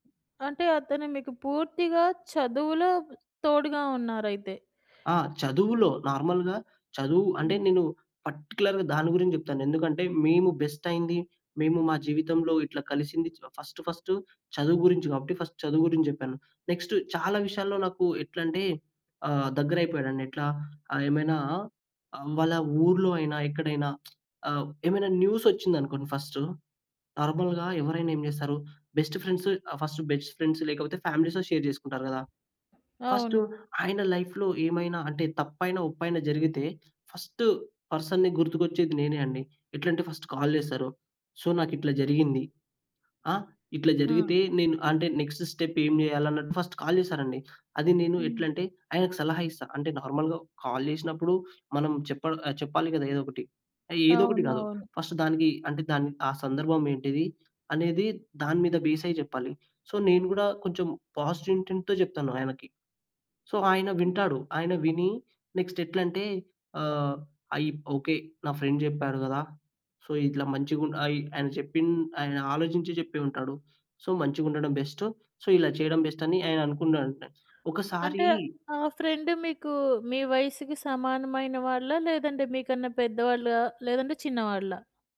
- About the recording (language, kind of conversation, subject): Telugu, podcast, మీ జీవితంలో మర్చిపోలేని వ్యక్తి గురించి చెప్పగలరా?
- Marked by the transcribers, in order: in English: "నార్మల్‌గా"; in English: "పర్టిక్యులర్‌గా"; in English: "ఫస్ట్"; in English: "ఫస్ట్"; in English: "నెక్స్ట్"; lip smack; in English: "ఫస్ట్, నార్మల్‌గా"; in English: "బెస్ట్ ఫ్రెండ్స్"; in English: "ఫస్ట్ బెస్ట్ ఫ్రెండ్స్"; in English: "ఫ్యామిలీస్‌తో షేర్"; in English: "ఫస్ట్"; in English: "లైఫ్‌లో"; in English: "ఫస్ట్ పర్సన్‌ని"; tapping; in English: "ఫస్ట్ కాల్"; in English: "సో"; in English: "నెక్స్ట్ స్టెప్"; in English: "ఫస్ట్ కాల్"; in English: "నార్మల్‌గా కాల్"; in English: "ఫస్ట్"; in English: "బేస్"; in English: "సో"; in English: "పాజిటివ్ ఇంటెం‌ట్‌తో"; other background noise; in English: "సో"; in English: "నెక్స్ట్"; in English: "ఫ్రెండ్"; in English: "సో"; in English: "సో"; in English: "బెస్ట్. సో"; in English: "బెస్ట్"; in English: "ఫ్రెండ్"